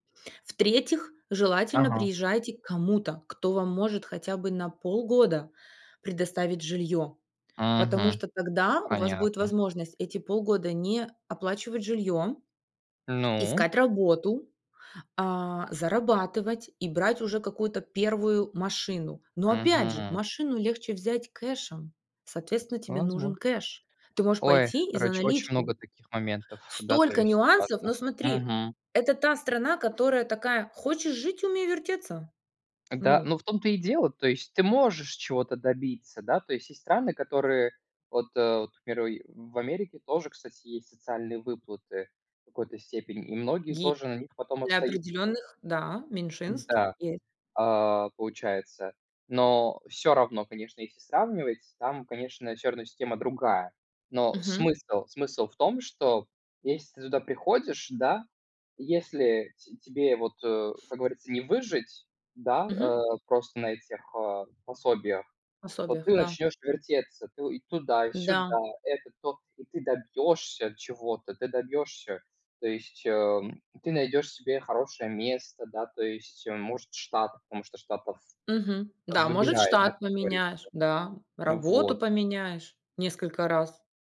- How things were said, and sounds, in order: tapping; in English: "кэшем"; in English: "кэш"
- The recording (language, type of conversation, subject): Russian, unstructured, Что мешает людям менять свою жизнь к лучшему?